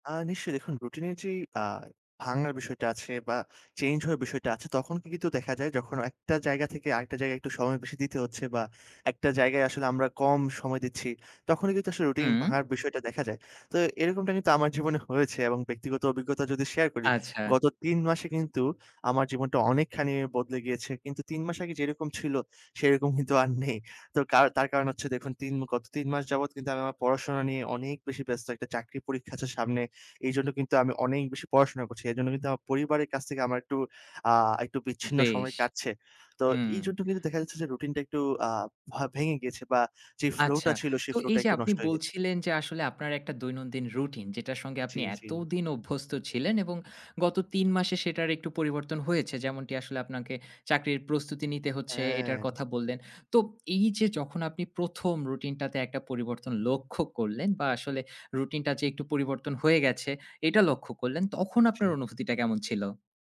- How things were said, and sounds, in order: "কিন্তু" said as "কিতু"; "কিন্তু" said as "নিতু"; scoff; in English: "ফ্লো"; in English: "ফ্লো"
- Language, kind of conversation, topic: Bengali, podcast, রুটিন ভেঙে গেলে আপনি কীভাবে আবার ধারাবাহিকতায় ফিরে আসেন?